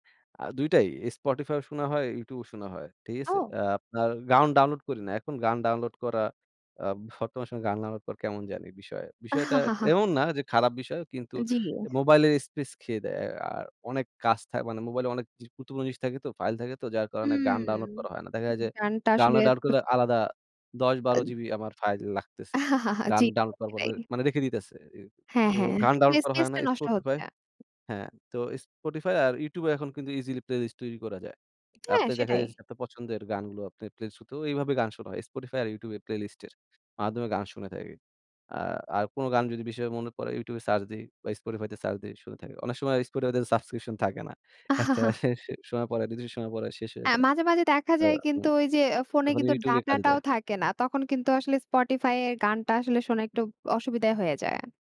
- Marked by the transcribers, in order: chuckle; unintelligible speech; unintelligible speech; chuckle; other background noise; tapping; unintelligible speech; chuckle; unintelligible speech
- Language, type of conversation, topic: Bengali, podcast, কোন পুরোনো গান শুনলেই আপনার সব স্মৃতি ফিরে আসে?